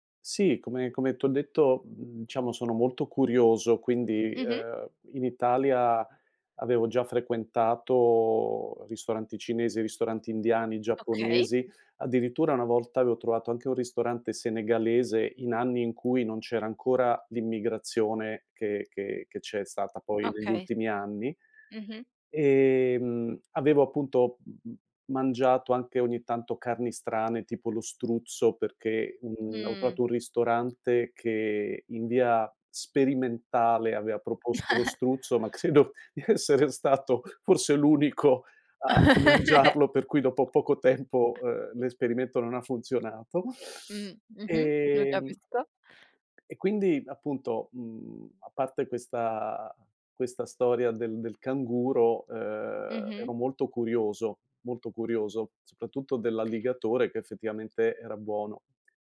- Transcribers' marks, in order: "diciamo" said as "ciamo"; "avevo" said as "aveo"; "avevo" said as "aveo"; "aveva" said as "avea"; chuckle; laughing while speaking: "credo di essere stato forse l'unico a a mangiarlo"; laugh; tapping; other background noise
- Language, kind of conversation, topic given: Italian, podcast, Qual è un tuo ricordo legato a un pasto speciale?